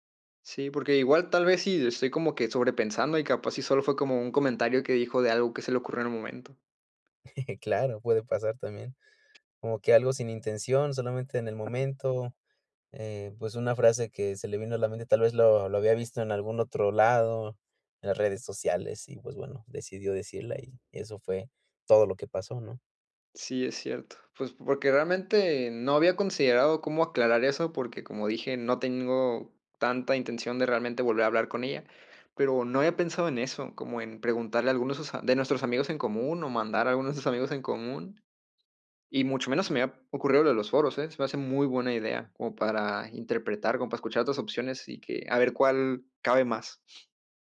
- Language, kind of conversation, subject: Spanish, advice, ¿Cómo puedo interpretar mejor comentarios vagos o contradictorios?
- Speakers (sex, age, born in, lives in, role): male, 20-24, Mexico, Mexico, user; male, 35-39, Mexico, Mexico, advisor
- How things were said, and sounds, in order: chuckle; other background noise; tapping; laughing while speaking: "nuestros"